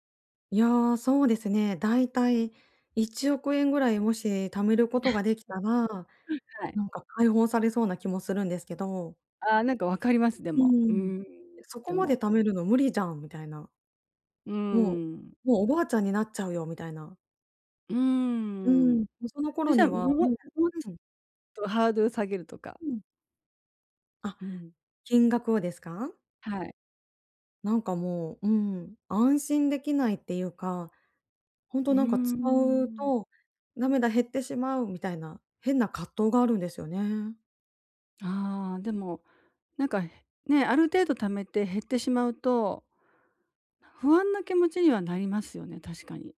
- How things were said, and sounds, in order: chuckle
- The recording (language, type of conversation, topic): Japanese, advice, 内面と行動のギャップをどうすれば埋められますか？